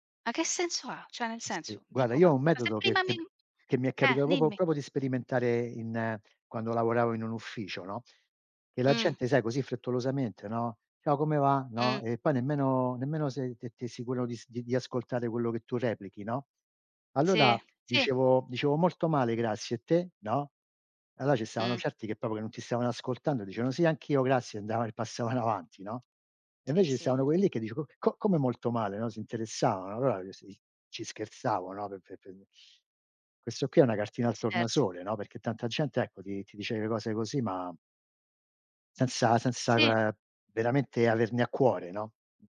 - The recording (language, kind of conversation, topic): Italian, unstructured, Qual è il ruolo della gentilezza nella tua vita?
- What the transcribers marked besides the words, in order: "proprio-" said as "propo"; "proprio" said as "propo"; "Allora" said as "allola"; "allora" said as "alloa"; "proprio" said as "propo"; tapping; unintelligible speech